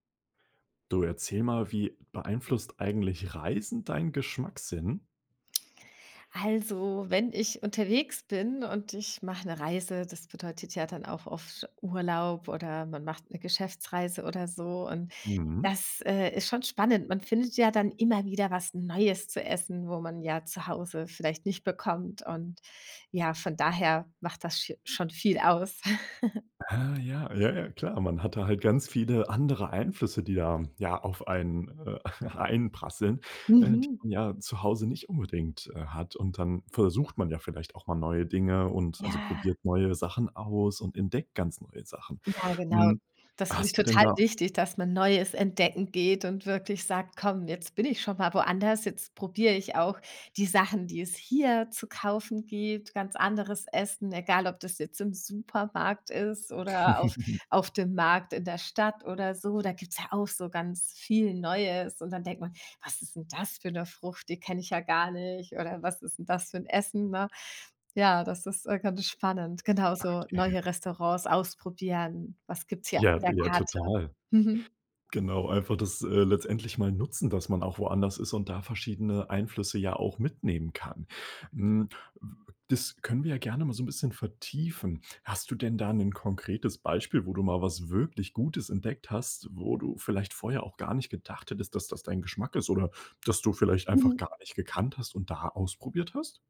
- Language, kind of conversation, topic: German, podcast, Wie beeinflussen Reisen deinen Geschmackssinn?
- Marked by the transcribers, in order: chuckle; chuckle; chuckle